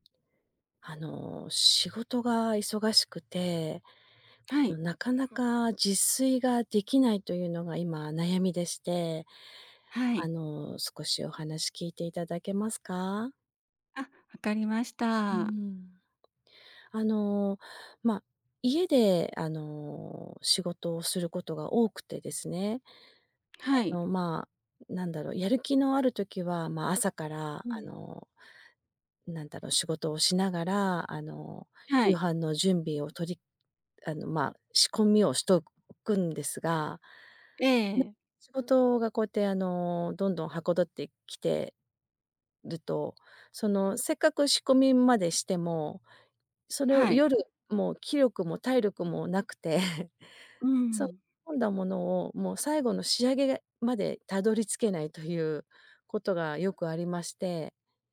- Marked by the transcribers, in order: "捗って" said as "はこどって"
- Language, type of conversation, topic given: Japanese, advice, 仕事が忙しくて自炊する時間がないのですが、どうすればいいですか？